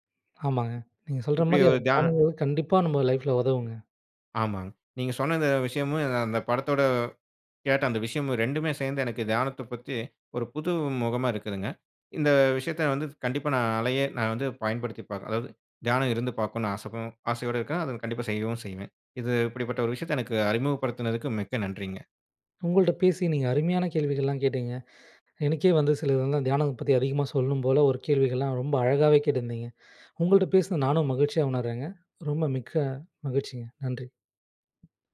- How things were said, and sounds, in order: tapping; unintelligible speech; in English: "லைஃப்ல"
- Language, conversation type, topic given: Tamil, podcast, பணச்சுமை இருக்கும்போது தியானம் எப்படி உதவும்?